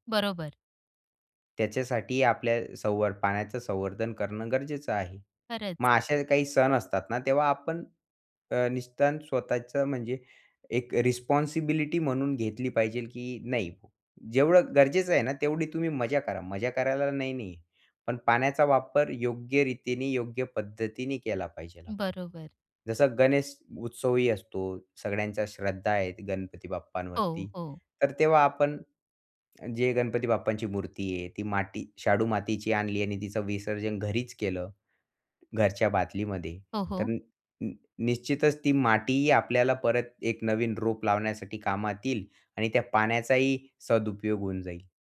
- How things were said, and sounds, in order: in English: "रिस्पॉन्सिबिलिटी"
- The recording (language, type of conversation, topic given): Marathi, podcast, घरात पाण्याची बचत प्रभावीपणे कशी करता येईल, आणि त्याबाबत तुमचा अनुभव काय आहे?